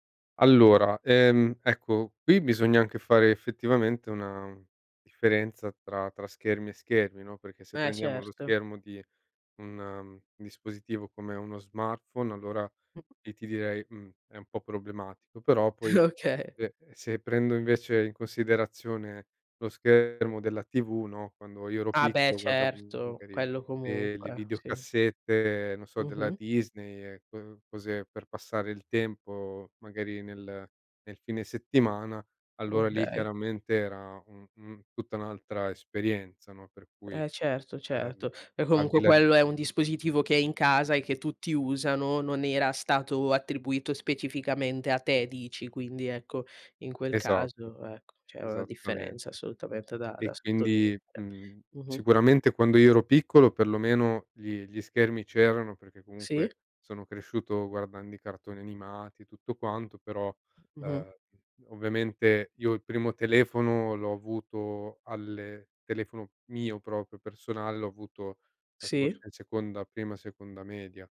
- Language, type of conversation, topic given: Italian, podcast, Come vedi oggi l’uso degli schermi da parte dei bambini?
- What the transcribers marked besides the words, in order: laughing while speaking: "Okay"